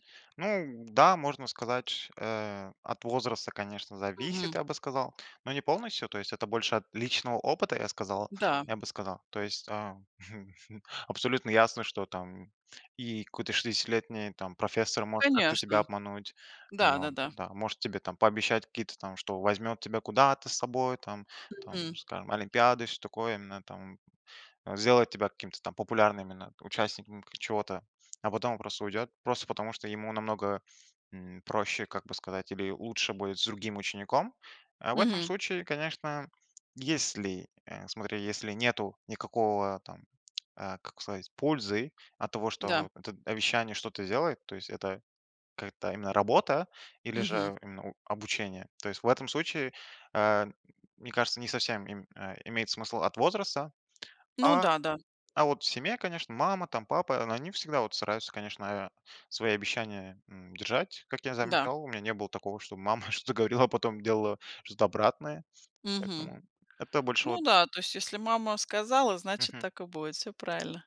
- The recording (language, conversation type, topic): Russian, podcast, Что важнее для доверия: обещания или поступки?
- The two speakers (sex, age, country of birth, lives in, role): female, 40-44, Russia, United States, host; male, 20-24, Kazakhstan, Hungary, guest
- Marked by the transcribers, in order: chuckle; other background noise; tapping; laughing while speaking: "мама что-то говорила"